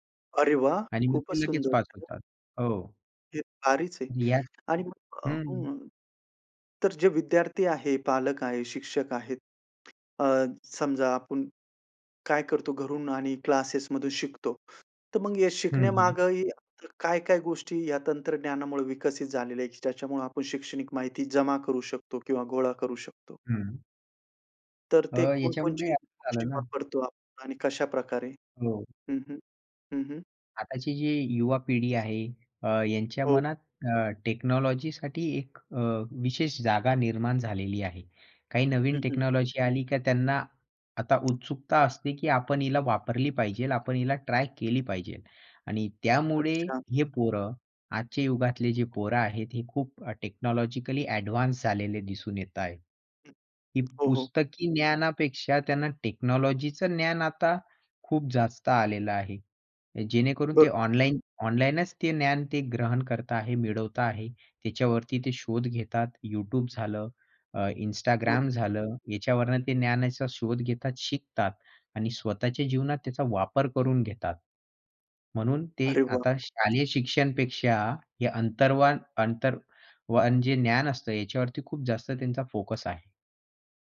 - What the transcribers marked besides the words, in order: other noise; tapping; other background noise; in English: "टेक्नॉलॉजीसाठी"; in English: "टेक्नॉलॉजी"; in English: "टेक्नॉलॉजिकली ॲडवान्स"; in English: "टेक्नॉलॉजीचं"
- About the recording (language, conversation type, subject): Marathi, podcast, शैक्षणिक माहितीचा सारांश तुम्ही कशा पद्धतीने काढता?